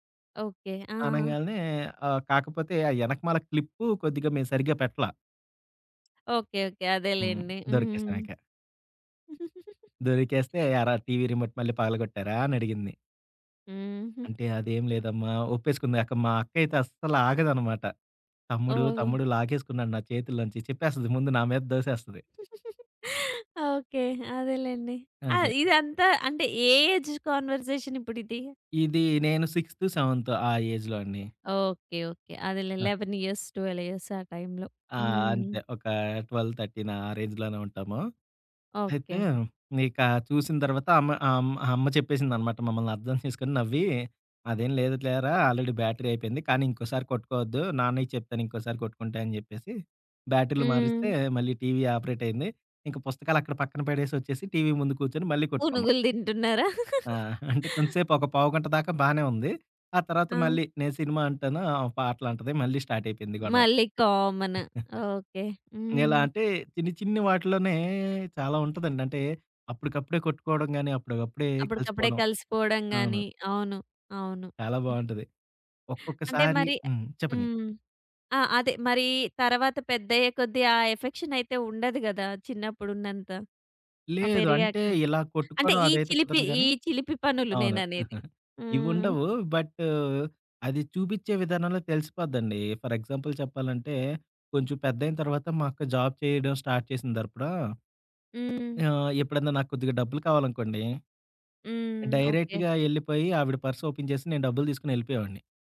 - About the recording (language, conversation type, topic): Telugu, podcast, మీ కుటుంబంలో ప్రేమను సాధారణంగా ఎలా తెలియజేస్తారు?
- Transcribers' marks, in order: giggle; other background noise; giggle; giggle; in English: "ఏజ్ కాన్వర్సేషన్"; in English: "సిక్స్త్, సెవెన్త్"; in English: "ఏజ్‌లో"; in English: "లెవెన్ ఇయర్స్, ట్వెల్వ్ ఇయర్స్"; giggle; in English: "ట్వెల్వ్ థర్టీన్"; in English: "రేంజ్‌లోనే"; in English: "ఆల్రెడీ బ్యాటరీ"; in English: "ఆపరేట్"; giggle; in English: "స్టార్ట్"; in English: "కామన్"; giggle; tapping; in English: "ఎఫెక్షన్"; giggle; in English: "బట్"; in English: "ఫర్ ఎగ్జాంపుల్"; in English: "జాబ్"; in English: "స్టార్ట్"; "తరపుడా" said as "తరువాత"; in English: "డైరెక్ట్‌గా"; in English: "పర్స్ ఓపెన్"